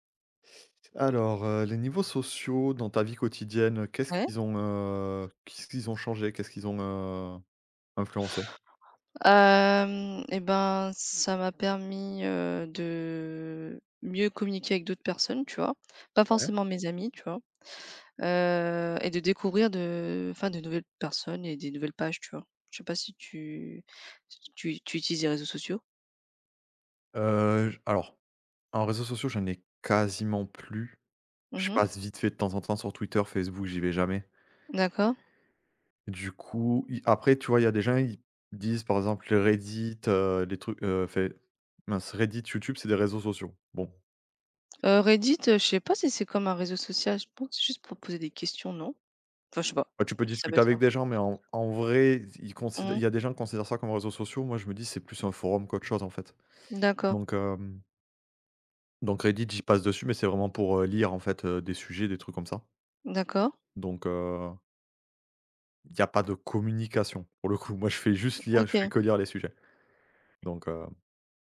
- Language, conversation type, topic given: French, unstructured, Comment les réseaux sociaux influencent-ils vos interactions quotidiennes ?
- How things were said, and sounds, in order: other background noise; tapping; drawn out: "Hem"; drawn out: "de"; stressed: "communication"